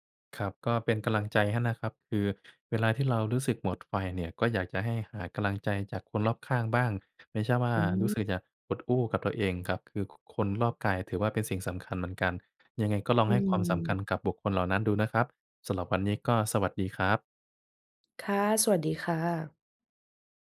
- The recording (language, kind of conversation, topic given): Thai, advice, คุณรู้สึกหมดไฟและเหนื่อยล้าจากการทำงานต่อเนื่องมานาน ควรทำอย่างไรดี?
- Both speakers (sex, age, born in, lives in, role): female, 20-24, Thailand, Thailand, user; male, 25-29, Thailand, Thailand, advisor
- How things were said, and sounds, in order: other background noise